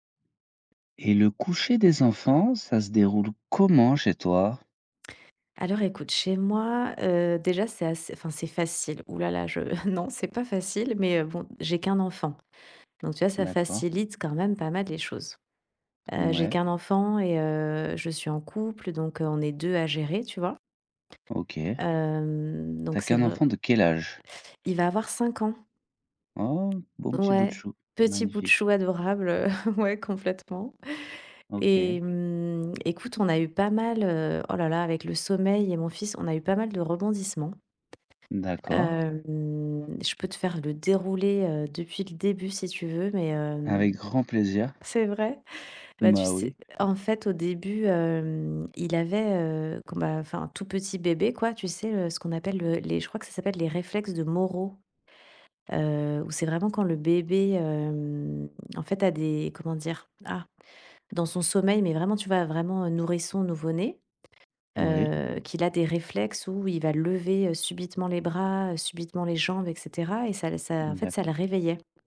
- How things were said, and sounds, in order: chuckle
- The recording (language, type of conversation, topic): French, podcast, Comment se déroule le coucher des enfants chez vous ?